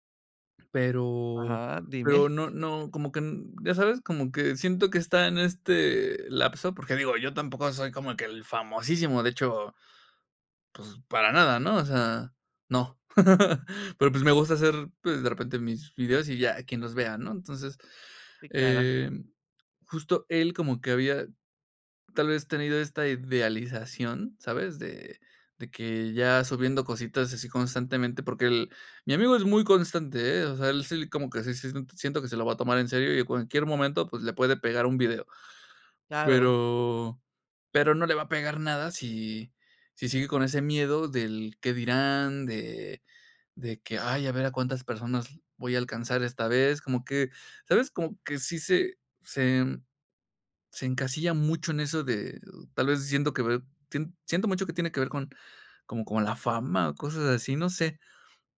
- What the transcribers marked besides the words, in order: chuckle; giggle
- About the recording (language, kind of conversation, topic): Spanish, podcast, ¿Qué consejos darías a alguien que quiere compartir algo por primera vez?